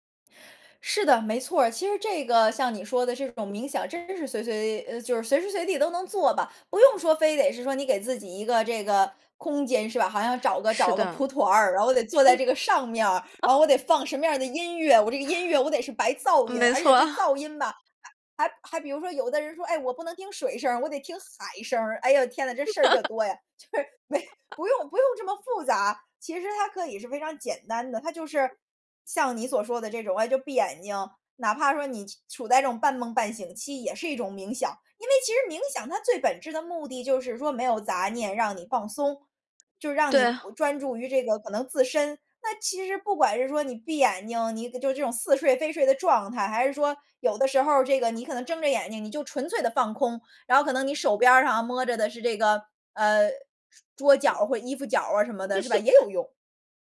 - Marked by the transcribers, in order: other background noise; chuckle; unintelligible speech; laughing while speaking: "没错啊"; laugh; laughing while speaking: "就是 没"; laugh
- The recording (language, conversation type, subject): Chinese, podcast, 如何在通勤途中练习正念？